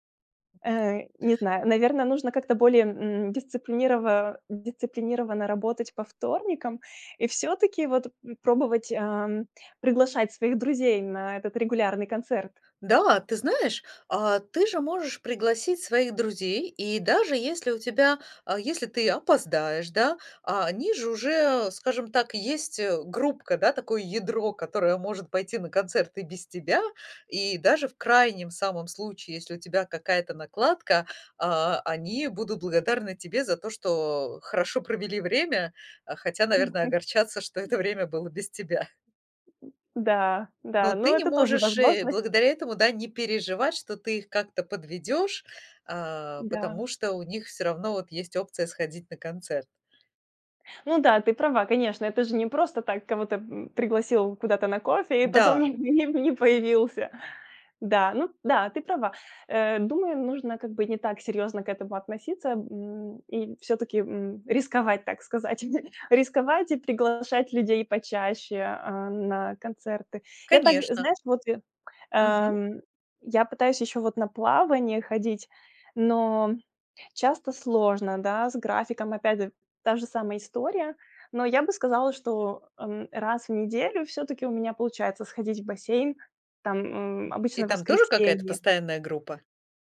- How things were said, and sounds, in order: other background noise; laughing while speaking: "потом"; chuckle; tapping
- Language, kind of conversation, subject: Russian, advice, Как заводить новые знакомства и развивать отношения, если у меня мало времени и энергии?